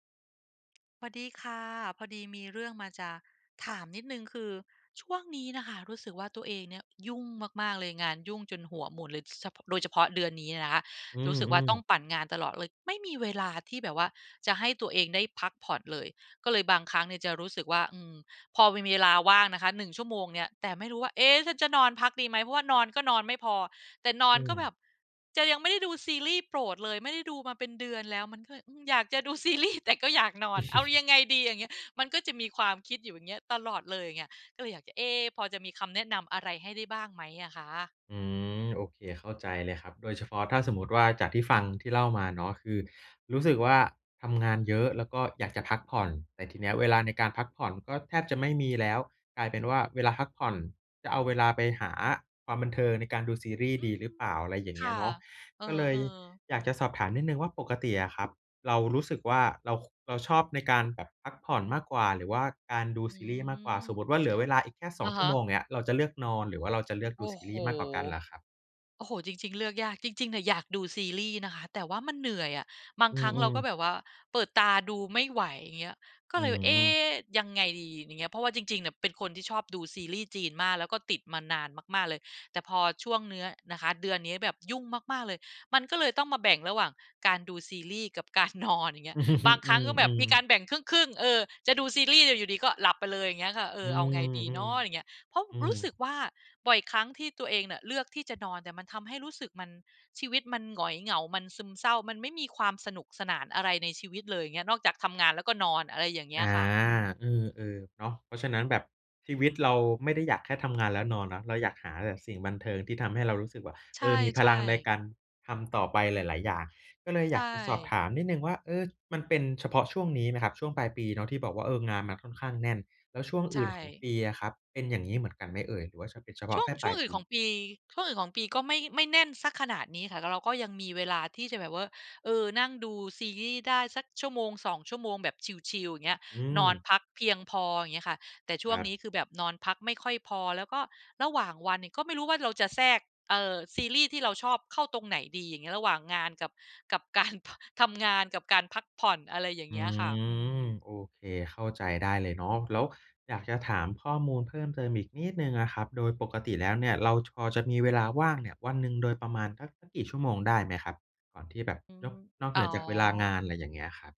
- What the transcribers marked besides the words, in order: tapping; laughing while speaking: "ดูซีรีส์"; chuckle; chuckle; drawn out: "อืม"
- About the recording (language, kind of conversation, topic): Thai, advice, ฉันจะหาสมดุลระหว่างความบันเทิงกับการพักผ่อนที่บ้านได้อย่างไร?